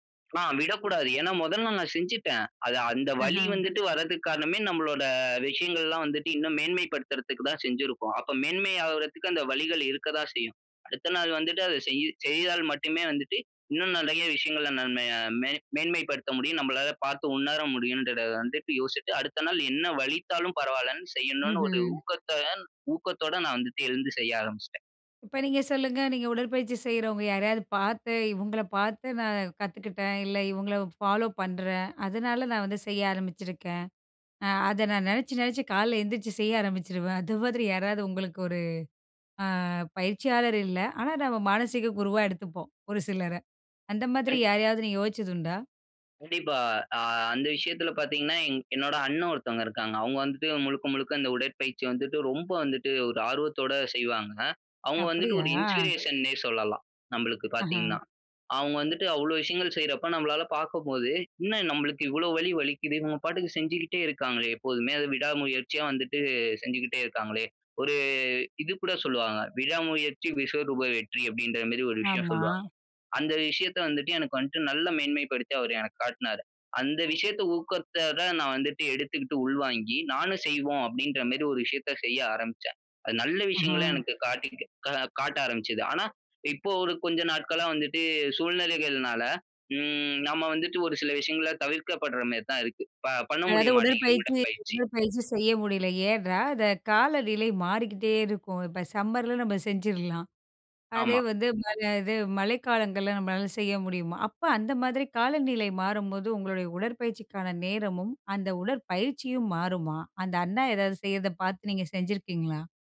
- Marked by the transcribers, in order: "ஊக்கத்துடன்" said as "ஊக்கத்தோகன்"; "காலையில" said as "கால்ல"; in English: "இன்ஸ்பிரேஷன்னே"; "வந்துட்டு" said as "வந்ட்டு"
- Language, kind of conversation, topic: Tamil, podcast, உடற்பயிற்சி தொடங்க உங்களைத் தூண்டிய அனுபவக் கதை என்ன?